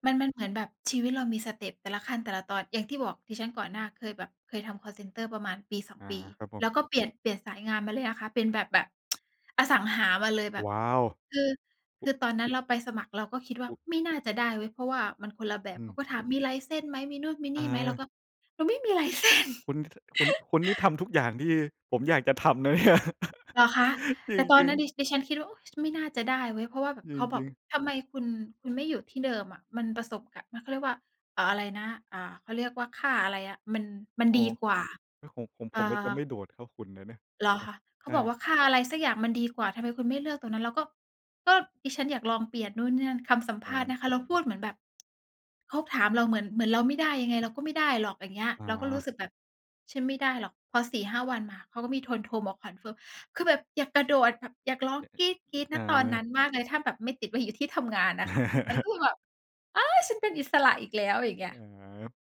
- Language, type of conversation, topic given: Thai, unstructured, การเรียนรู้ที่สนุกที่สุดในชีวิตของคุณคืออะไร?
- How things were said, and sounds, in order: tsk; laughing while speaking: "license"; laugh; laughing while speaking: "นะเนี่ย จริง ๆ"; chuckle; laugh